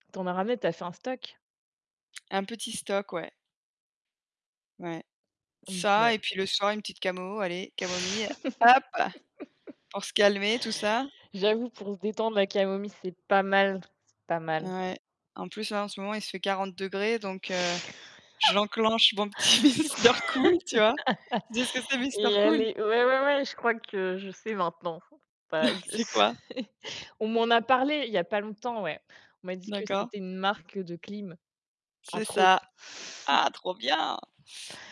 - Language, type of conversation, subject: French, unstructured, Quel changement technologique t’a le plus surpris dans ta vie ?
- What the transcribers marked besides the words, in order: static; tapping; distorted speech; "camomille" said as "camo"; laugh; laugh; laughing while speaking: "mon petit Mister Cool"; laugh; laughing while speaking: "de sais"; laughing while speaking: "Non"; chuckle